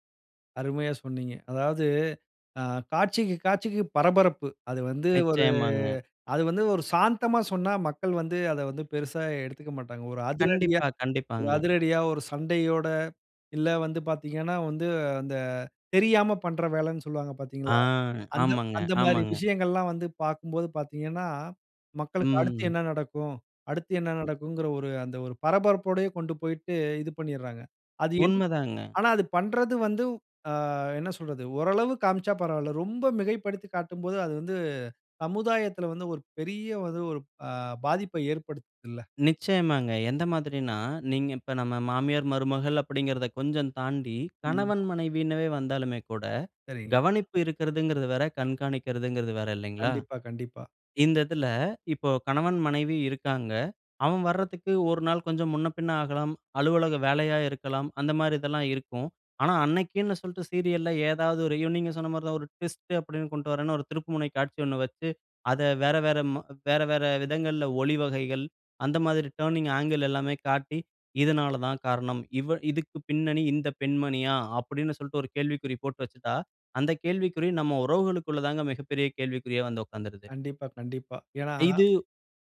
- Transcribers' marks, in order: other noise; drawn out: "ஆ"; drawn out: "ம்"; in English: "ட்விஸ்ட்"; in English: "டர்னிங் ஆங்கிள்"
- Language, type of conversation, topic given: Tamil, podcast, சீரியல் கதைகளில் பெண்கள் எப்படி பிரதிபலிக்கப்படுகிறார்கள் என்று உங்கள் பார்வை என்ன?